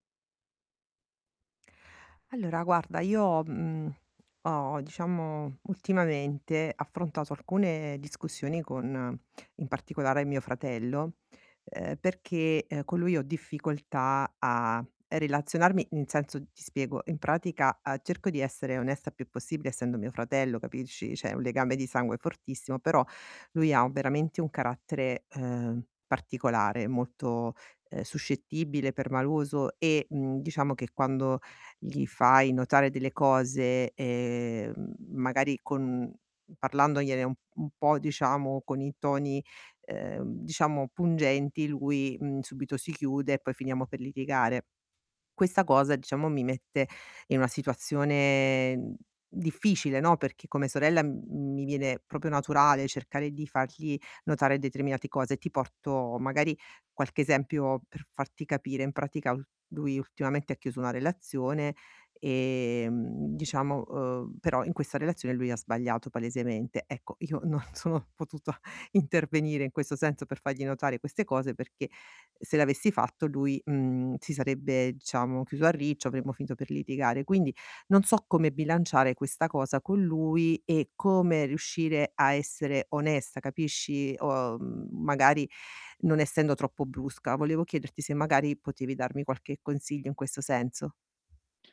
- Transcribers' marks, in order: drawn out: "ehm"; drawn out: "situazione"; drawn out: "ehm"; laughing while speaking: "non sono potuta"; tapping
- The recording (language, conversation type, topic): Italian, advice, Come posso bilanciare onestà e sensibilità quando do un feedback a un collega?